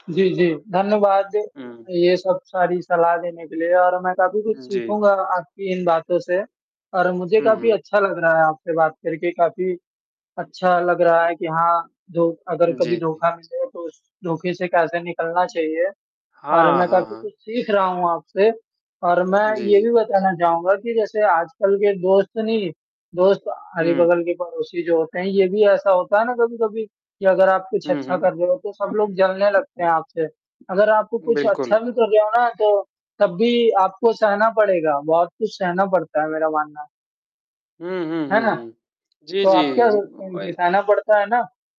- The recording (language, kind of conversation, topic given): Hindi, unstructured, क्या आपको कभी किसी दोस्त से धोखा मिला है?
- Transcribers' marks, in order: static; distorted speech